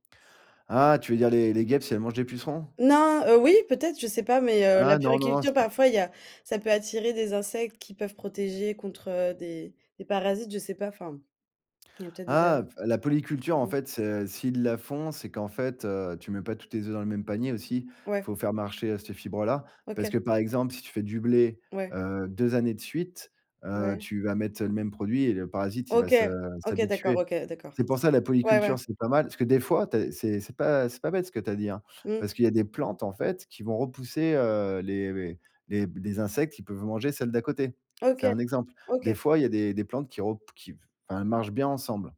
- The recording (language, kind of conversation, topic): French, podcast, Comment peut-on protéger les abeilles, selon toi ?
- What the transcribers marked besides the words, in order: tapping